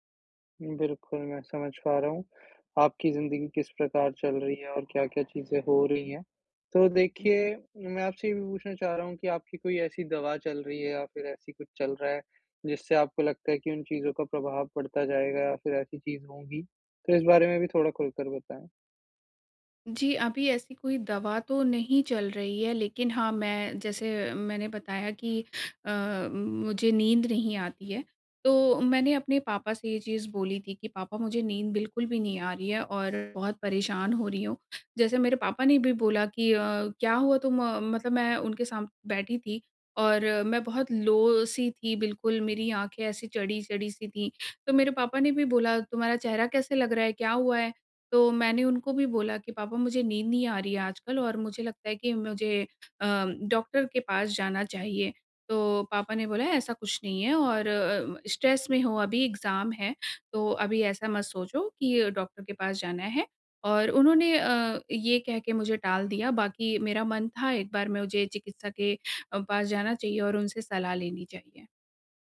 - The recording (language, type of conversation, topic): Hindi, advice, मानसिक धुंधलापन और फोकस की कमी
- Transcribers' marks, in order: in English: "लो"; in English: "स्ट्रेस"; in English: "एग्जाम"